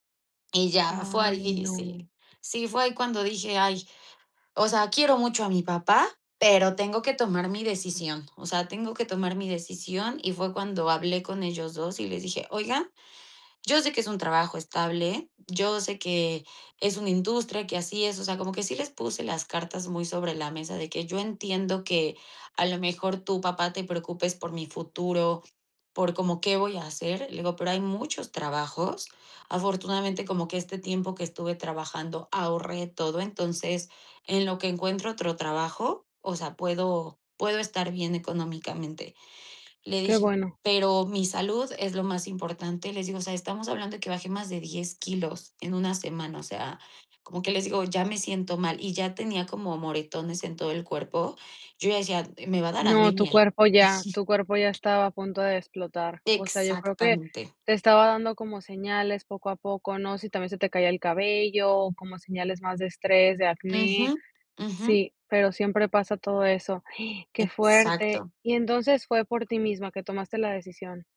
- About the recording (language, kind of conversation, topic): Spanish, podcast, ¿Cómo decidiste dejar un trabajo estable?
- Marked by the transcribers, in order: other noise; gasp